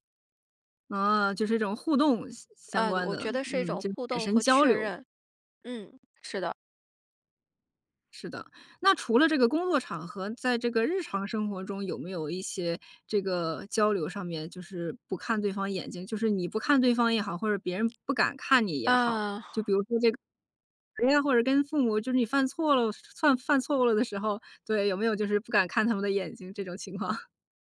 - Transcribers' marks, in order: other background noise; laughing while speaking: "情况？"
- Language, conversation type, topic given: Chinese, podcast, 当别人和你说话时不看你的眼睛，你会怎么解读？